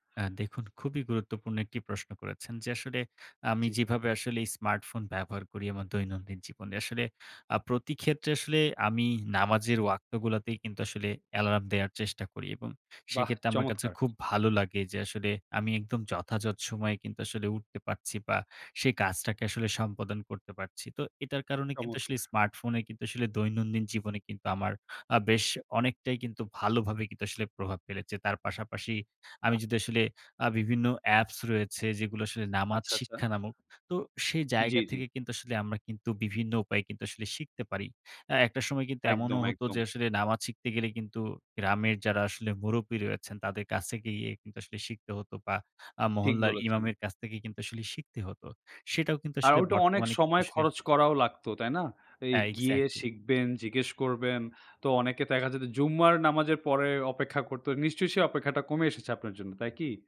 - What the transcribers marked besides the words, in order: in Arabic: "ওয়াক্ত"; in Arabic: "জুম্মা"
- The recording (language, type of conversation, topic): Bengali, podcast, আপনি দৈনন্দিন কাজে স্মার্টফোন কীভাবে ব্যবহার করেন?